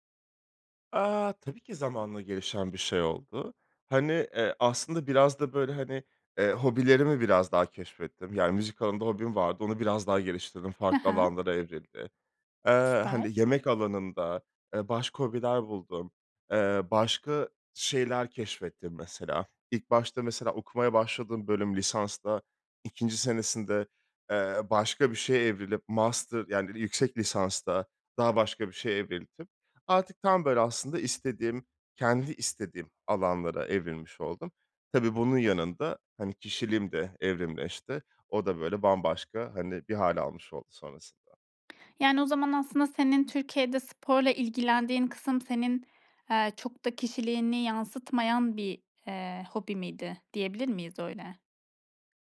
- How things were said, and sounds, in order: none
- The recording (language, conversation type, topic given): Turkish, podcast, Kendini tanımaya nereden başladın?